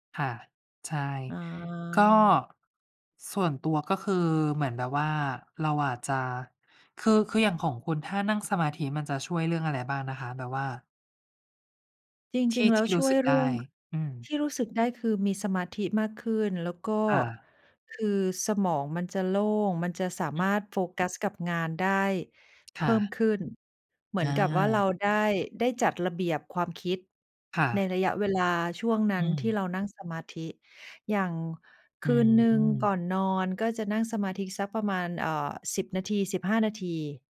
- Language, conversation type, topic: Thai, unstructured, คุณมีวิธีจัดการกับความเครียดอย่างไร?
- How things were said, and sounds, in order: tapping